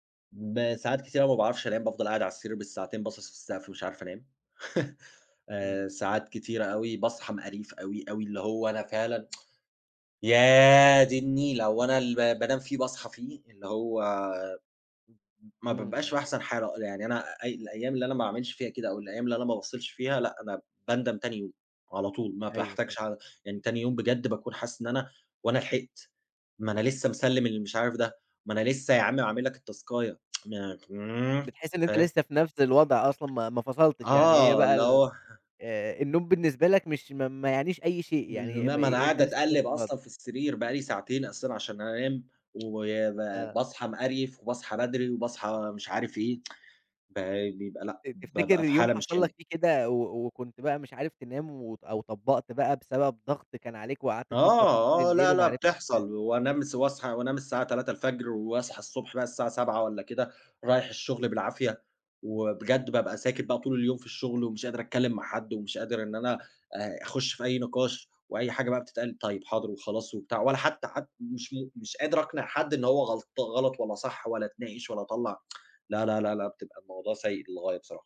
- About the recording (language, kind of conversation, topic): Arabic, podcast, إزاي بتفرّغ توتر اليوم قبل ما تنام؟
- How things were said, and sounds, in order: laugh; tsk; unintelligible speech; in English: "التاسكاية"; tsk; other noise; chuckle; tsk; tsk